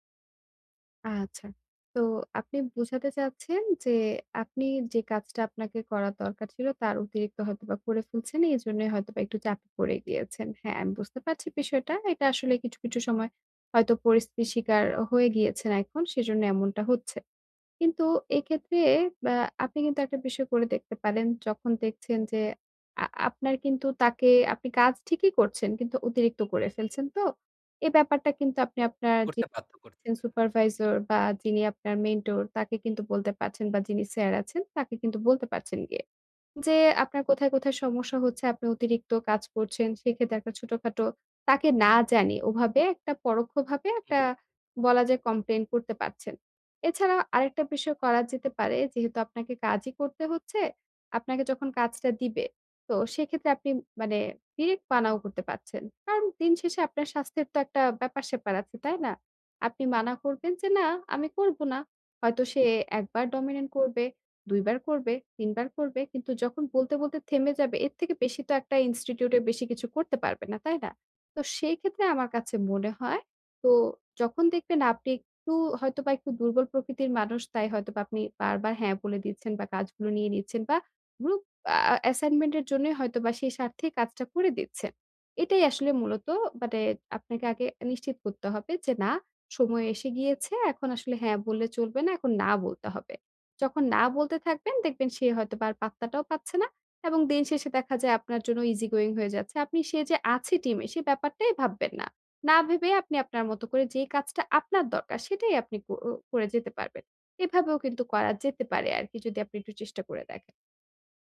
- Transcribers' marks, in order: horn; unintelligible speech; in English: "complain"; put-on voice: "না, আমি করবো না"; in English: "dominant"; in English: "easy going"
- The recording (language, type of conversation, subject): Bengali, advice, আমি কীভাবে দলগত চাপের কাছে নতি না স্বীকার করে নিজের সীমা নির্ধারণ করতে পারি?